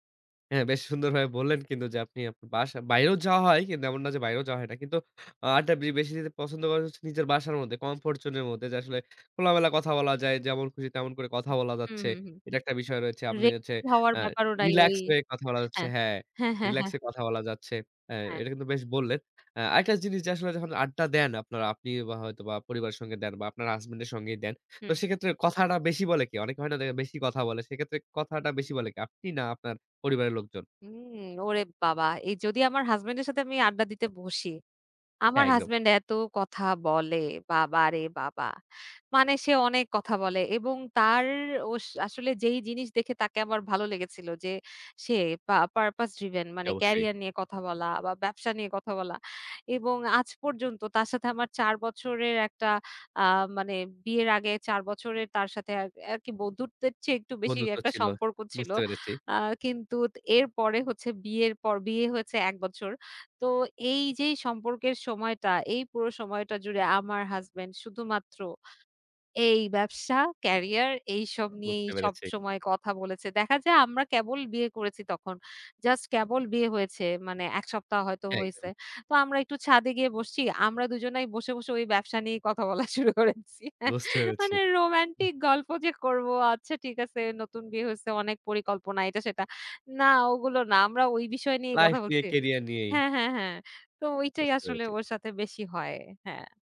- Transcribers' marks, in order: other background noise; put-on voice: "আমার হাসব্যান্ড এত কথা বলে, বাবা রে বাবা! মানে"; tapping; laughing while speaking: "কথা বলা শুরু করেছি। মানে … নিয়ে কথা বলছি"
- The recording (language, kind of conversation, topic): Bengali, podcast, আপনি কোন ধরনের আড্ডা সবচেয়ে বেশি উপভোগ করেন, আর কেন?